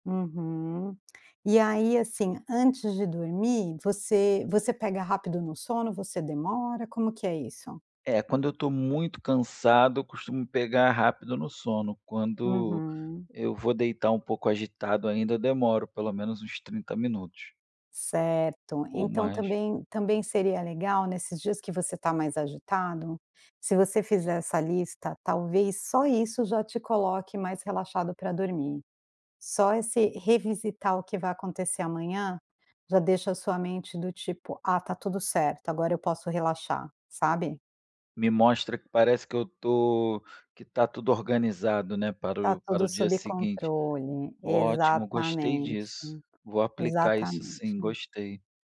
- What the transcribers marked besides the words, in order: none
- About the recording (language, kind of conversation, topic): Portuguese, advice, Como posso relaxar depois do trabalho se me sinto inquieto em casa?